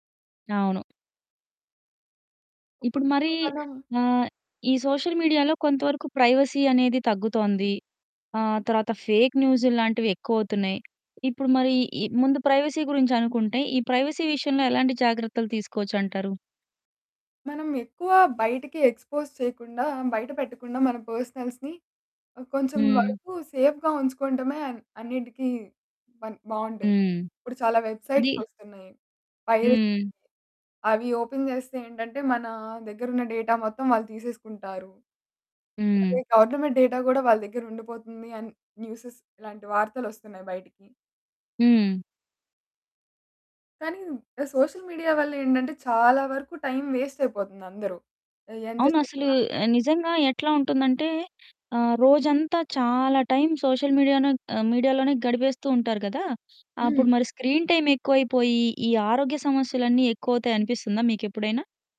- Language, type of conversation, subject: Telugu, podcast, సోషల్ మీడియా మీ రోజువారీ జీవితం మీద ఎలా ప్రభావం చూపింది?
- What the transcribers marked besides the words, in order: distorted speech; in English: "సోషల్ మీడియాలో"; in English: "ప్రైవసీ"; in English: "ఫేక్ న్యూసుళ్ళు"; in English: "ప్రైవసీ"; in English: "ప్రైవసీ"; in English: "ఎక్స్‌పోజ్"; in English: "పర్సనల్స్‌ని"; in English: "సేఫ్‌గా"; in English: "వెబ్‌సైట్స్"; in English: "ఓపెన్"; in English: "డేటా"; in English: "గవర్నమెంట్ డేటా"; in English: "న్యూస్‌స్"; in English: "సోషల్ మీడియా"; in English: "టైమ్ వేస్ట్"; in English: "టైమ్ సోషల్ మీడియానన్"; in English: "మీడియాలోనే"; in English: "స్క్రీన్ టైమ్"